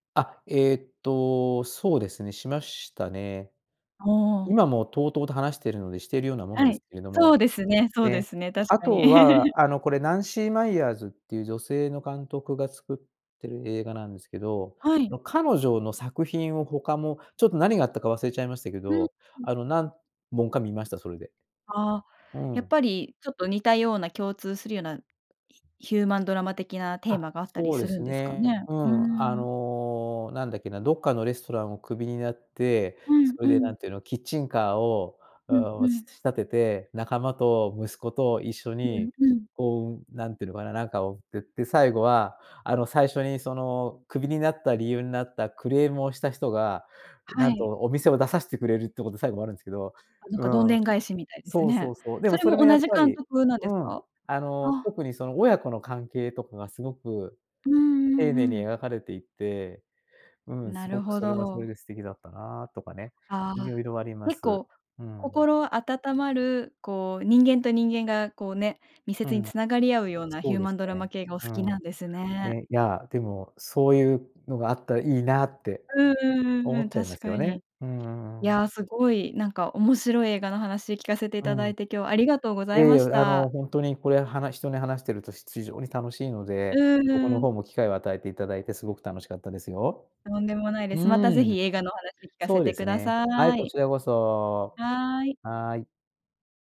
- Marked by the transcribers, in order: chuckle; tapping; other background noise
- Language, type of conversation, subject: Japanese, podcast, どの映画のシーンが一番好きですか？
- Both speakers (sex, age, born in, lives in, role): female, 30-34, Japan, Japan, host; male, 60-64, Japan, Japan, guest